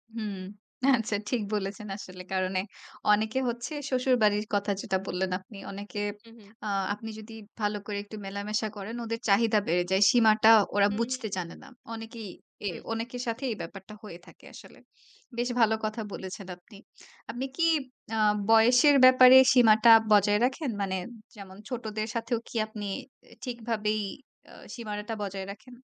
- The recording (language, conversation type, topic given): Bengali, podcast, কথায় ব্যক্তিগত সীমা বজায় রাখতে আপনি কীভাবে যোগাযোগ করেন?
- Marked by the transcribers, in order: none